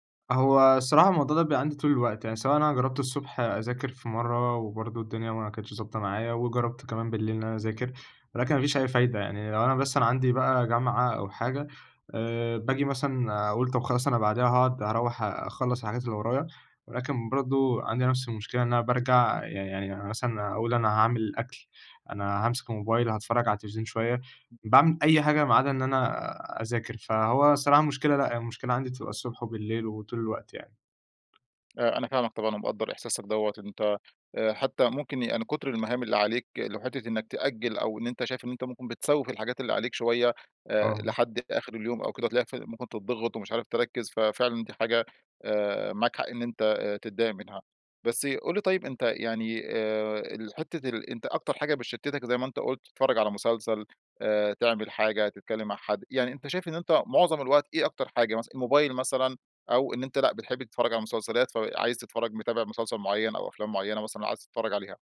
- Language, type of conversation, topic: Arabic, advice, إزاي أتعامل مع التشتت وقلة التركيز وأنا بشتغل أو بذاكر؟
- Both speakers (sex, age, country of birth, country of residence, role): male, 20-24, Egypt, Egypt, user; male, 35-39, Egypt, Egypt, advisor
- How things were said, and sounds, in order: tapping; other background noise